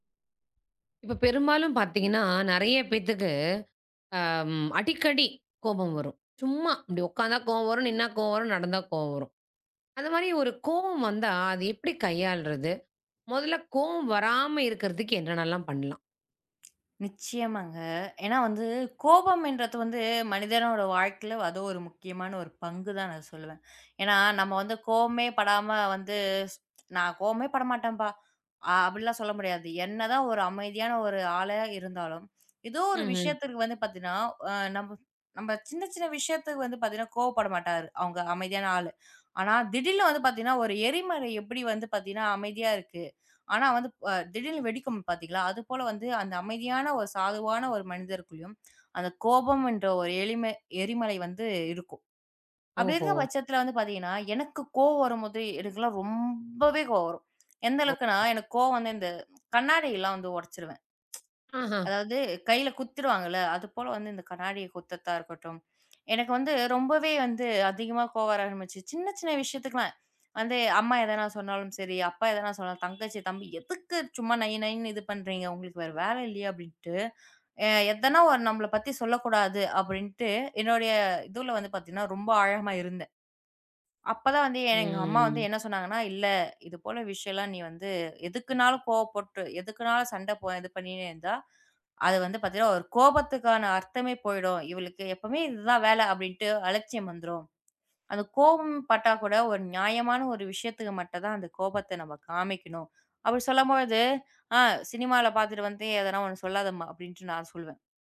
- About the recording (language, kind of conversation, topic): Tamil, podcast, கோபம் வந்தால் அதை எப்படி கையாளுகிறீர்கள்?
- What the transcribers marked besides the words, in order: other noise; tapping; inhale; tsk; inhale; inhale; inhale; "எரிமலை-" said as "எளிமை"; drawn out: "ரொம்பவே"; tsk; lip smack; drawn out: "ம்"